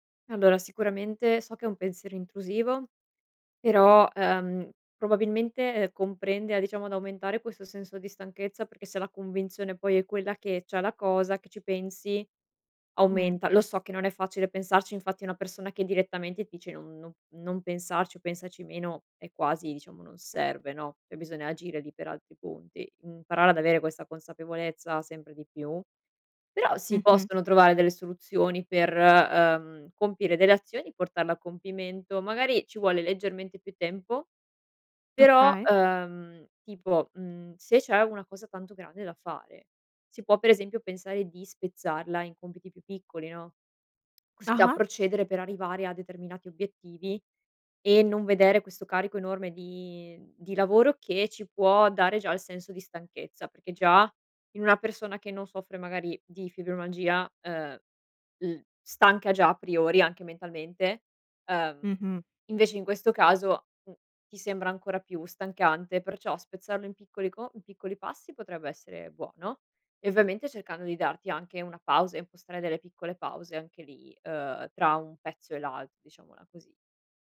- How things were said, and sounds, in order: tapping; other background noise; "fibromialgia" said as "fibromalgia"
- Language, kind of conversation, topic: Italian, advice, Come influisce l'affaticamento cronico sulla tua capacità di prenderti cura della famiglia e mantenere le relazioni?